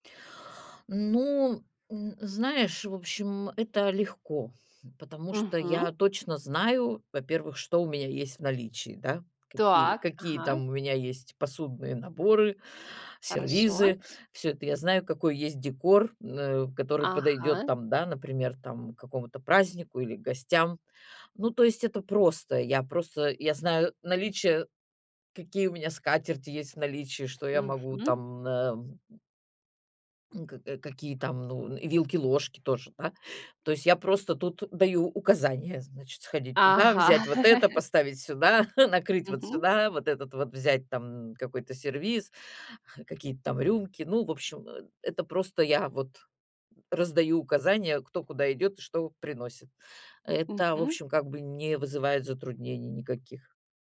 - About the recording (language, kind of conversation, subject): Russian, podcast, Как организовать готовку, чтобы не носиться по кухне в последний момент?
- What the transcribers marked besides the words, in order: tapping; laugh; chuckle